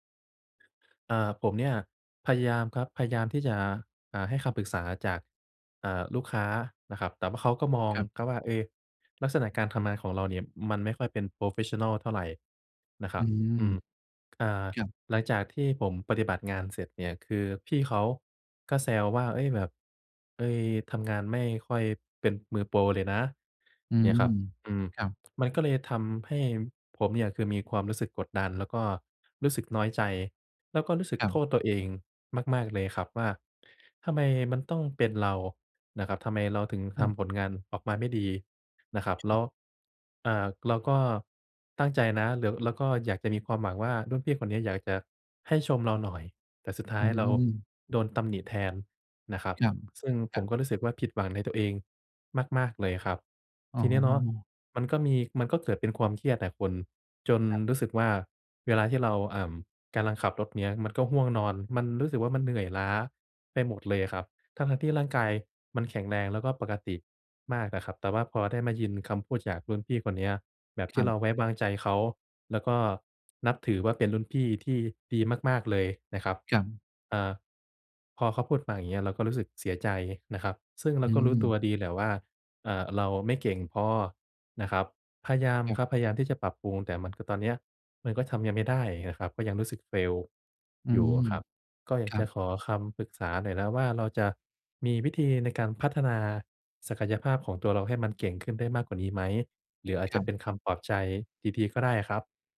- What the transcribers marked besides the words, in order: in English: "โพรเฟสชันนัล"; other background noise; in English: "Fail"
- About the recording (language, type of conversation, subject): Thai, advice, จะรับมือกับความกลัวว่าจะล้มเหลวหรือถูกผู้อื่นตัดสินได้อย่างไร?